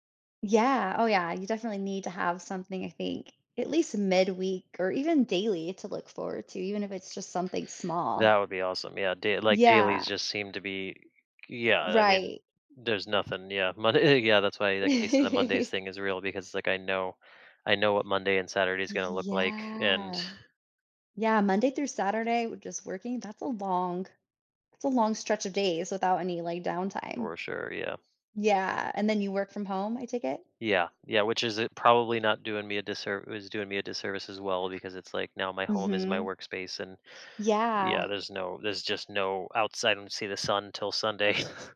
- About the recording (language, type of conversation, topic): English, advice, How can I break my daily routine?
- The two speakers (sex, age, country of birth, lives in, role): female, 40-44, United States, United States, advisor; male, 35-39, United States, United States, user
- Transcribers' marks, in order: laughing while speaking: "Monday"; laugh; drawn out: "Yeah"; other background noise; inhale; tapping; chuckle